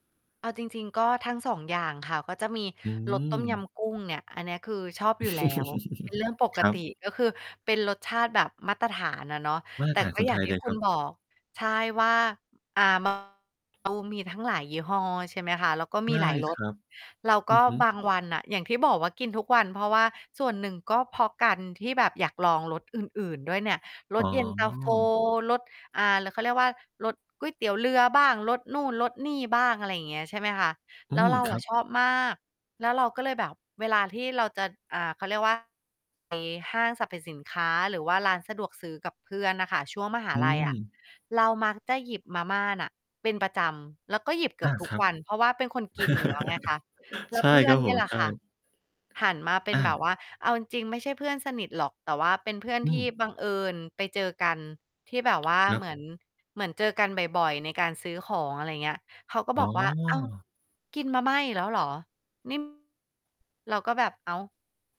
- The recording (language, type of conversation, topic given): Thai, podcast, คุณเคยมีประสบการณ์ถูกตัดสินจากอาหารที่คุณกินไหม?
- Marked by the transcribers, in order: laugh; distorted speech; other background noise; tapping; laugh